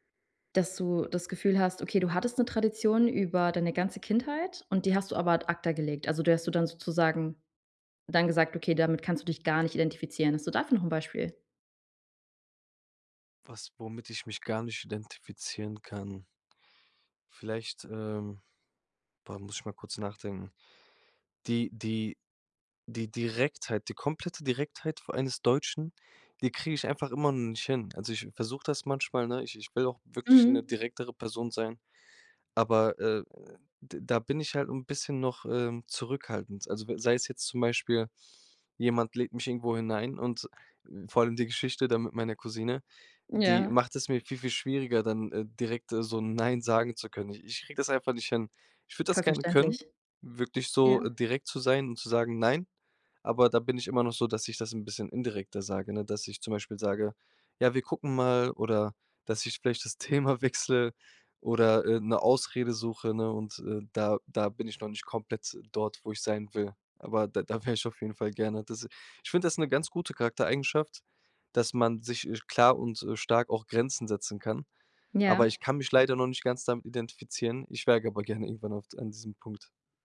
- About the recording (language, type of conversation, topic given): German, podcast, Wie entscheidest du, welche Traditionen du beibehältst und welche du aufgibst?
- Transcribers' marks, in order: stressed: "dafür"; other background noise; other noise; laughing while speaking: "Thema"